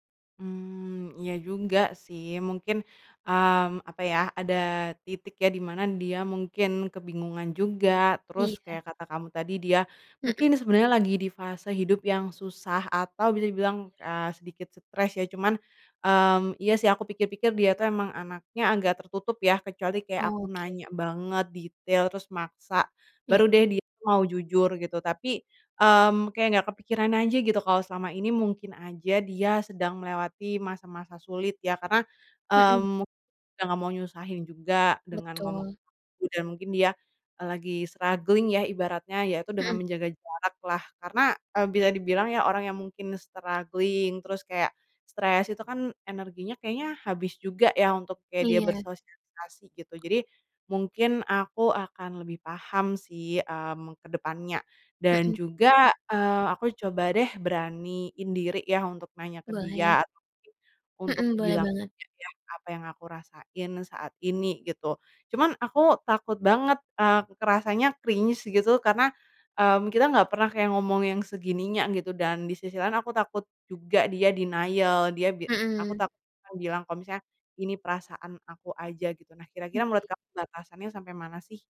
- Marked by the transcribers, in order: tapping; unintelligible speech; in English: "struggling"; in English: "struggling"; other background noise; in English: "cringe"; in English: "denial"
- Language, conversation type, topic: Indonesian, advice, Mengapa teman dekat saya mulai menjauh?